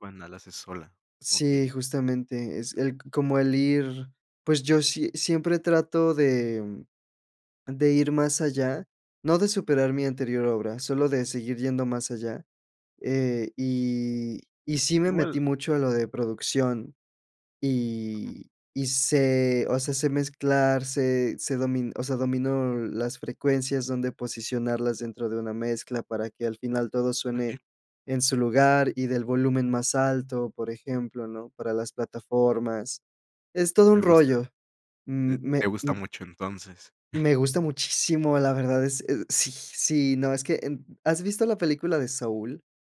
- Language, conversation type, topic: Spanish, podcast, ¿Qué parte de tu trabajo te hace sentir más tú mismo?
- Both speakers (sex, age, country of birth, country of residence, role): male, 20-24, Mexico, Mexico, guest; male, 20-24, Mexico, Mexico, host
- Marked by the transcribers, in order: chuckle